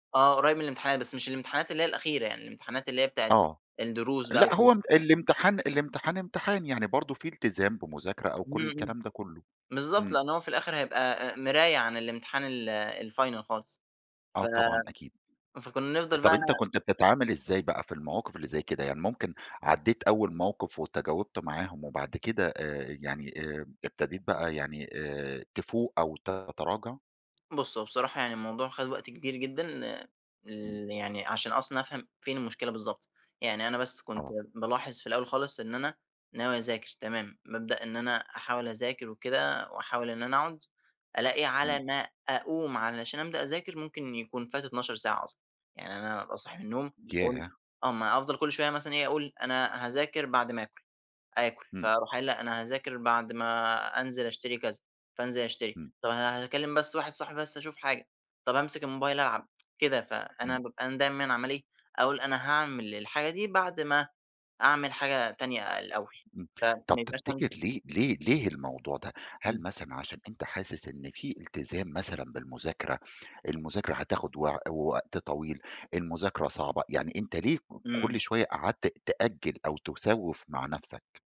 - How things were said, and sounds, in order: in English: "الfinal"; tsk
- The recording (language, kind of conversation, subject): Arabic, podcast, إزاي تتغلب على التسويف؟